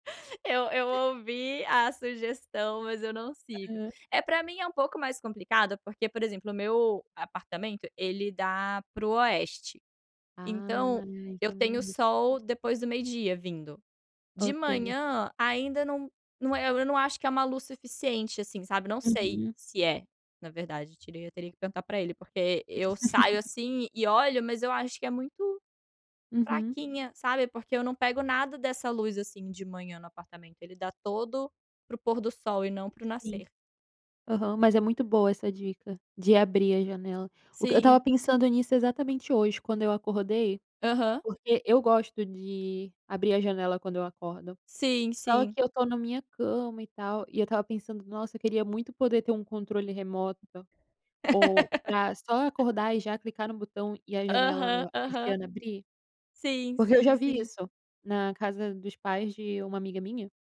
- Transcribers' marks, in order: drawn out: "Ah"; unintelligible speech; laugh; tapping; laugh
- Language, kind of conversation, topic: Portuguese, unstructured, Qual hábito simples mudou sua rotina para melhor?